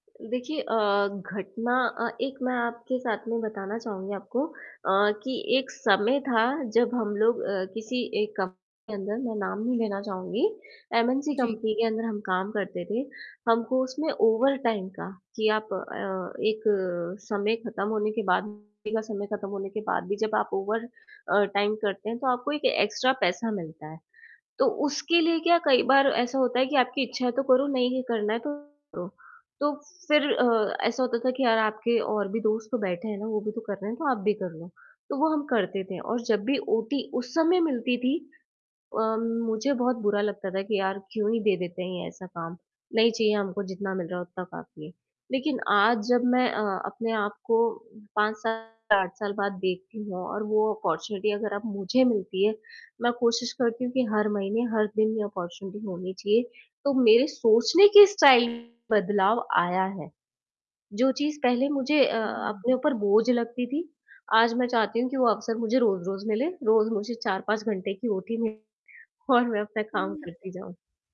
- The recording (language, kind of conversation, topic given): Hindi, podcast, किस घटना ने आपका स्टाइल सबसे ज़्यादा बदला?
- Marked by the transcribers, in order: other noise; static; tapping; distorted speech; in English: "ओवरटाइम"; in English: "ड्यूटी"; in English: "ओवर"; in English: "टाइम"; in English: "एक्स्ट्रा"; in English: "अपॉर्चुनिटी"; in English: "अपॉर्चुनिटी"; in English: "स्टाइल"; laughing while speaking: "और"